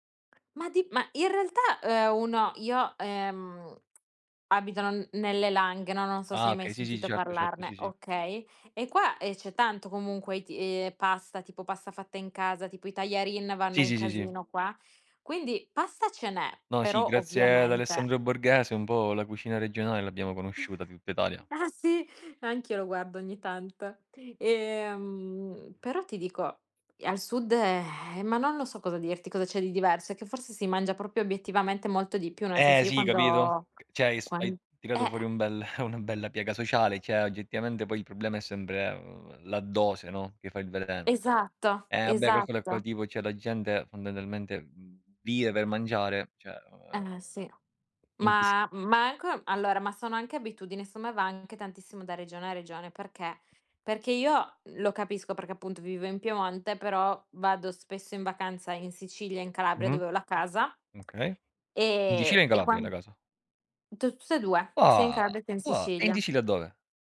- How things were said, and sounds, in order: tapping; other background noise; chuckle; laughing while speaking: "Ah"; drawn out: "Ehm"; "proprio" said as "propio"; "cioè" said as "ceh"; chuckle; "cioè" said as "ceh"; drawn out: "ehm"; "secondo" said as "seo"; lip smack; drawn out: "e"
- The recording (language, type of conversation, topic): Italian, unstructured, Cosa rende un piatto davvero speciale per te?
- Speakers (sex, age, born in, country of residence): female, 25-29, Italy, Italy; male, 30-34, Italy, Italy